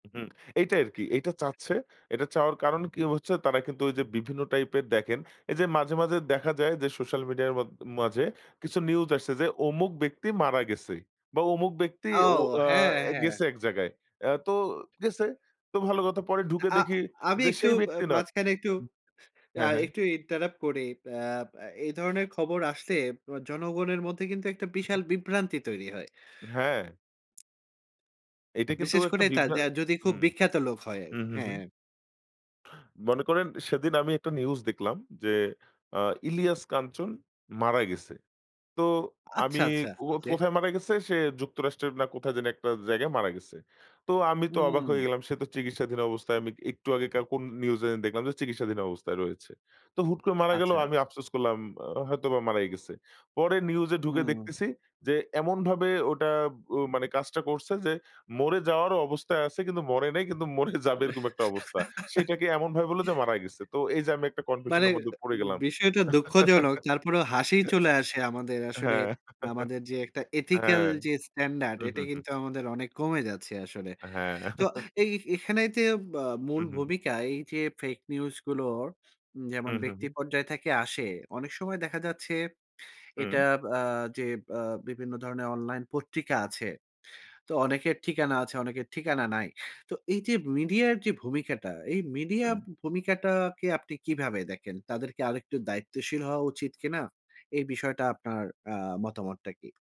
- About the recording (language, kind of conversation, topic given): Bengali, podcast, আপনি অনলাইনে ভুয়া খবর কীভাবে চিনবেন?
- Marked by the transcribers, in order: tapping; horn; in English: "ইন্টারাপ্ট"; other background noise; laugh; laughing while speaking: "মরে যাবে"; in English: "এথিক্যাল"; chuckle; chuckle